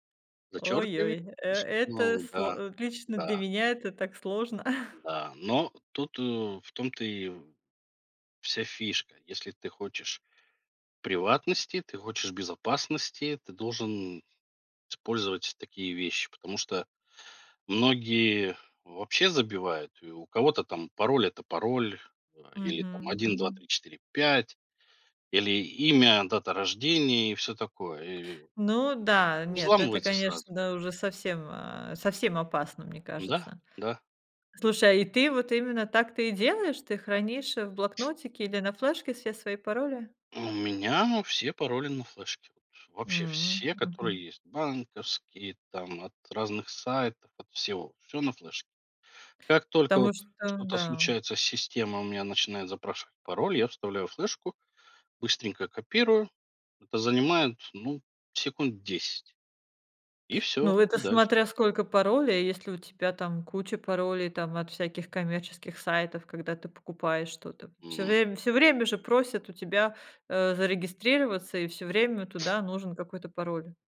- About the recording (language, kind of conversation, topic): Russian, podcast, Как ты выбираешь пароли и где их лучше хранить?
- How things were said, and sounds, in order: chuckle; other background noise; tapping